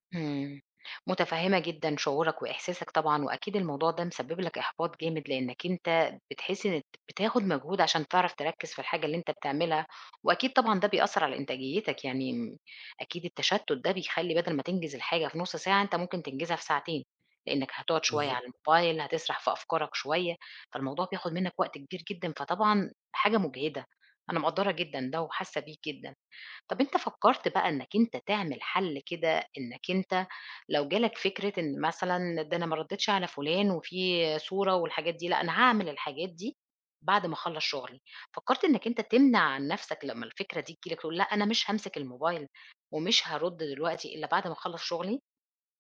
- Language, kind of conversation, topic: Arabic, advice, إزاي أتعامل مع أفكار قلق مستمرة بتقطع تركيزي وأنا بكتب أو ببرمج؟
- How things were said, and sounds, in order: none